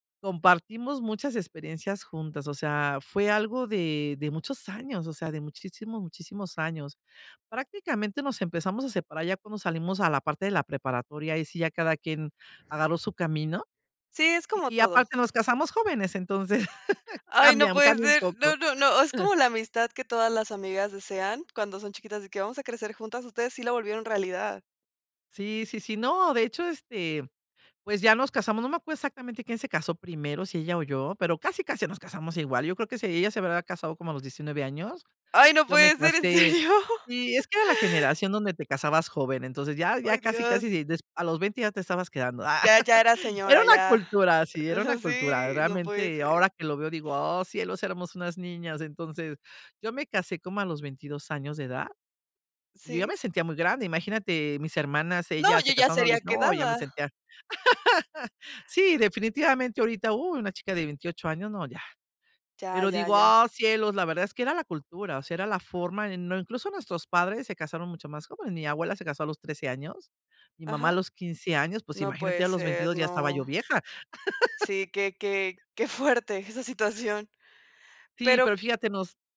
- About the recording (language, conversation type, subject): Spanish, podcast, ¿Qué consejos tienes para mantener amistades a largo plazo?
- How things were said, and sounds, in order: chuckle; laughing while speaking: "¿En serio?"; giggle; giggle; giggle